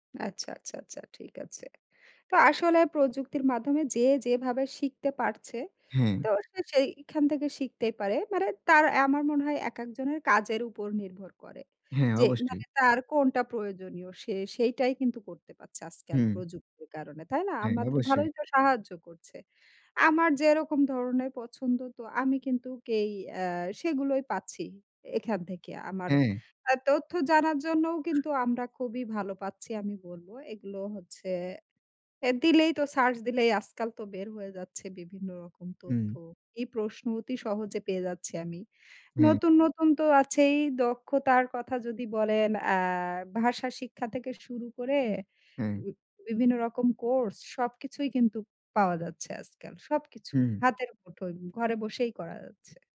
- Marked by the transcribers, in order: other background noise
- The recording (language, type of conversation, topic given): Bengali, unstructured, প্রযুক্তি কীভাবে আপনাকে আরও সৃজনশীল হতে সাহায্য করে?